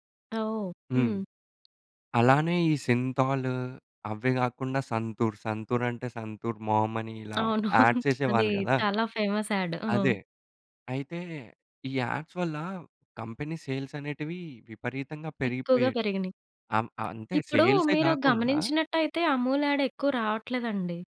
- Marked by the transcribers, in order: in English: "మామ్"; other background noise; in English: "యాడ్"; in English: "ఫేమస్ యాడ్"; in English: "యాడ్స్"; in English: "కంపెనీ సేల్స్"; tapping; in English: "యాడ్"
- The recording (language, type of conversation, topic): Telugu, podcast, పాత టీవీ ప్రకటనలు లేదా జింగిల్స్ గురించి మీ అభిప్రాయం ఏమిటి?